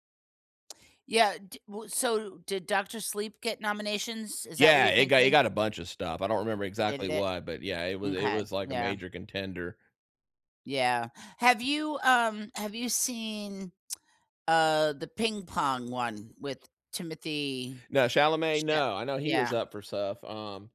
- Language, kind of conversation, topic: English, unstructured, Which recent movie truly exceeded your expectations, and what made it such a pleasant surprise?
- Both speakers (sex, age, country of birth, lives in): female, 60-64, United States, United States; male, 60-64, United States, United States
- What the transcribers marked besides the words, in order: tsk